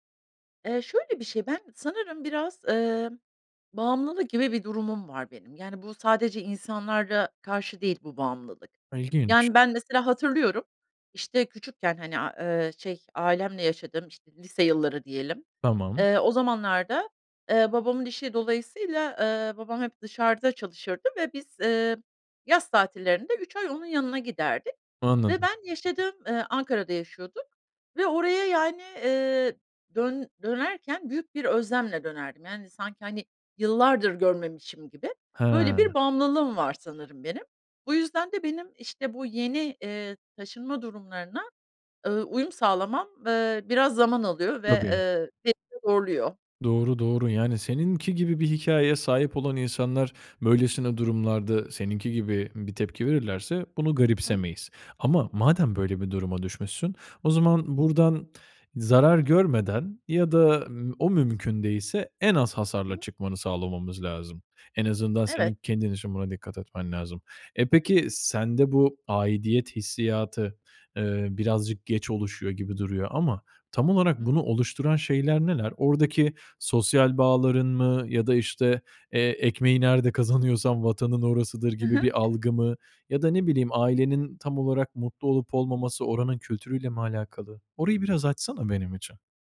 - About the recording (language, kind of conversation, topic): Turkish, advice, Yeni bir şehre taşınmaya karar verirken nelere dikkat etmeliyim?
- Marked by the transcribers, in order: other background noise